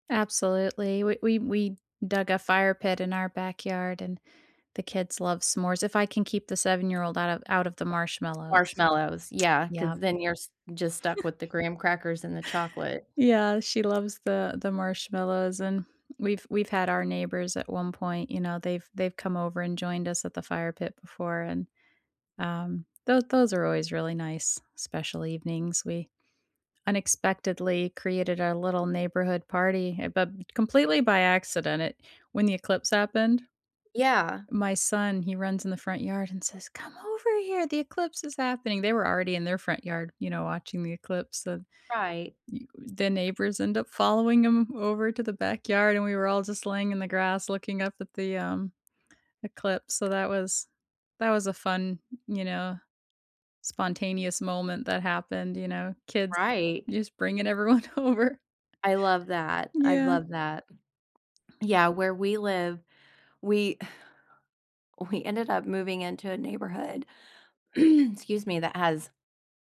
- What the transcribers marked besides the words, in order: chuckle; tapping; other background noise; put-on voice: "Come over here, the eclipse"; laughing while speaking: "everyone over"; throat clearing
- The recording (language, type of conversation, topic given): English, unstructured, How can I make moments meaningful without overplanning?